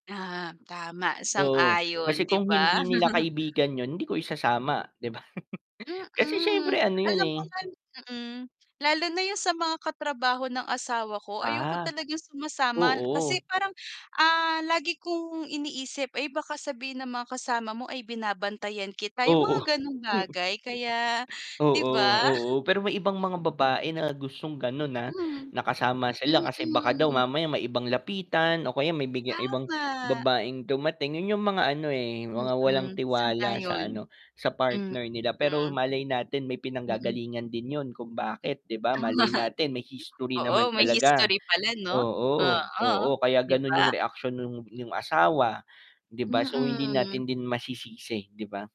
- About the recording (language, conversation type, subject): Filipino, unstructured, Paano mo haharapin ang selos sa isang relasyon?
- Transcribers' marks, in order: static; chuckle; laughing while speaking: "'di ba?"; laughing while speaking: "Oo"; distorted speech; laughing while speaking: "Tama"